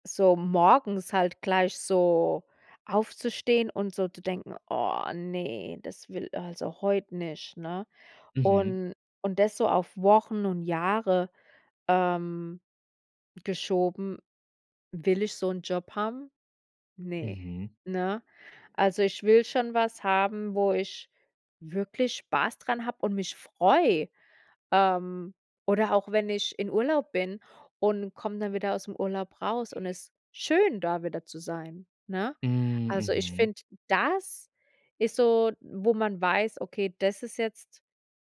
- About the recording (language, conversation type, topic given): German, podcast, Was bedeutet Erfolg für dich persönlich heute wirklich?
- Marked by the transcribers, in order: put-on voice: "Oh ne, das will"; stressed: "schön"; stressed: "das"